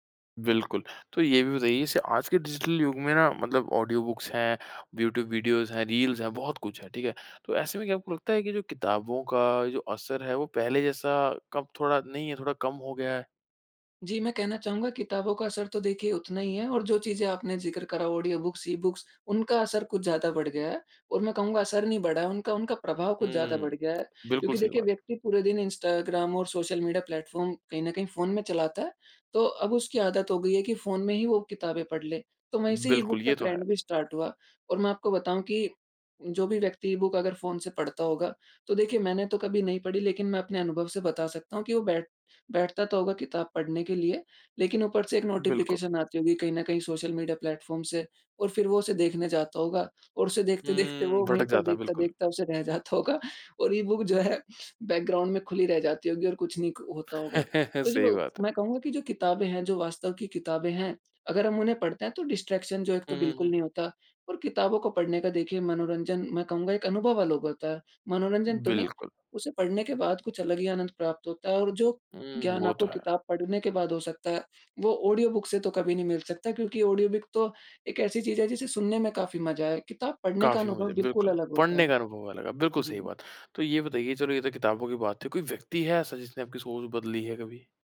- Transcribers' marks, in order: in English: "डिजिटल"; in English: "बुक्स"; in English: "वीडियोज़"; in English: "रील्स"; in English: "स्टार्ट"; in English: "बुक"; laughing while speaking: "उसे देखते-देखते वो वहीं पर … क होता होगा"; chuckle; in English: "डिस्ट्रैक्शन"
- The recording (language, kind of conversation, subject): Hindi, podcast, किस किताब या व्यक्ति ने आपकी सोच बदल दी?